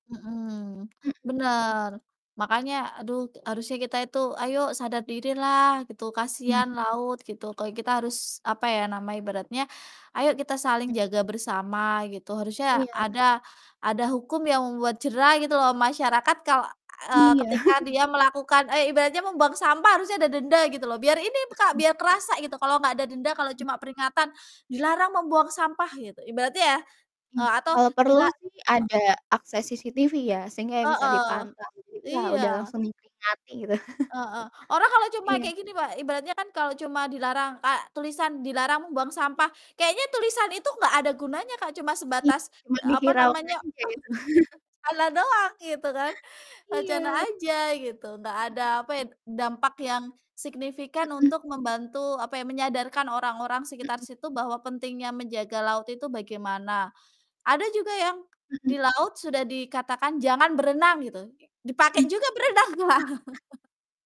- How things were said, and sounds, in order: tapping; distorted speech; "Kalau" said as "koy"; other background noise; chuckle; unintelligible speech; chuckle; chuckle; laugh; static; chuckle; laughing while speaking: "Kak"; chuckle
- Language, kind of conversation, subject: Indonesian, unstructured, Mengapa kita harus menjaga kebersihan laut?